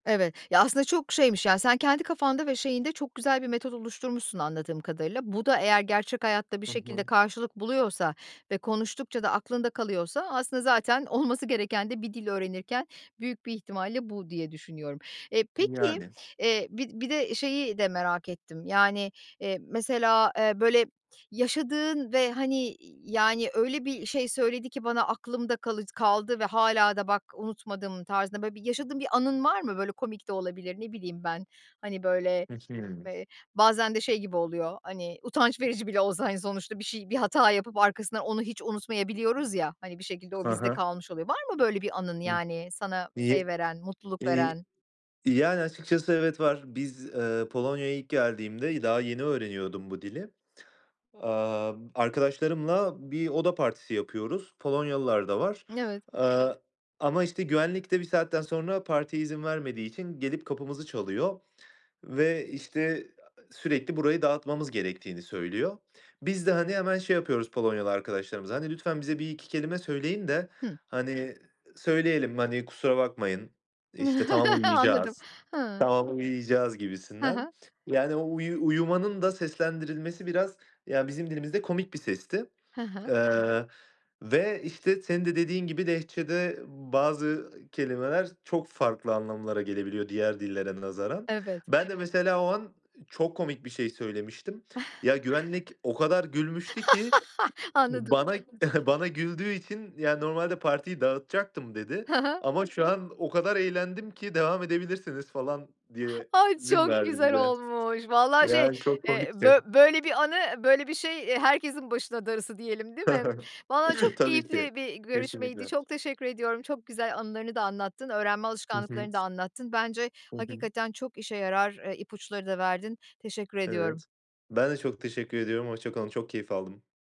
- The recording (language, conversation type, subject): Turkish, podcast, Öğrenme alışkanlıklarını nasıl oluşturup sürdürüyorsun?
- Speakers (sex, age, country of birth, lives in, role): female, 55-59, Turkey, Poland, host; male, 25-29, Turkey, Poland, guest
- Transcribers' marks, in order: other background noise; tapping; unintelligible speech; chuckle; background speech; chuckle; chuckle; chuckle